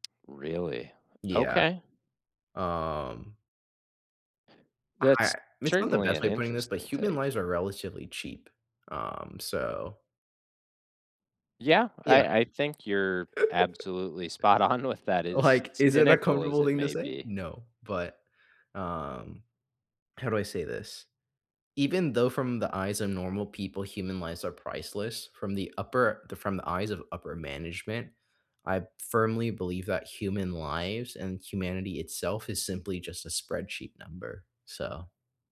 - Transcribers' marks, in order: tsk; other background noise; chuckle; laughing while speaking: "spot on"; laughing while speaking: "Like"
- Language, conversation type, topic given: English, unstructured, Which small everyday habits shape who you are now, and who you're becoming?
- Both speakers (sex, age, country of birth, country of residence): male, 25-29, United States, United States; male, 25-29, United States, United States